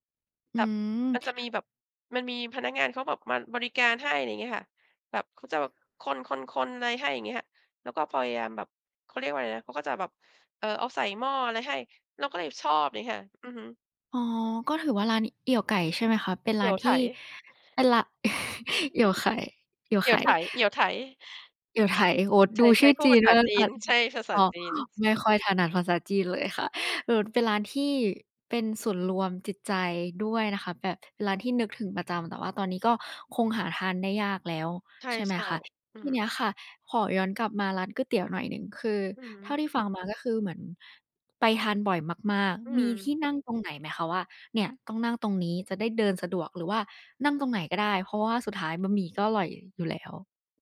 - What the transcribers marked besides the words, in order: chuckle
- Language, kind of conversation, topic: Thai, podcast, ครอบครัวคุณมักกินมื้อเย็นกันแบบไหนเป็นประจำ?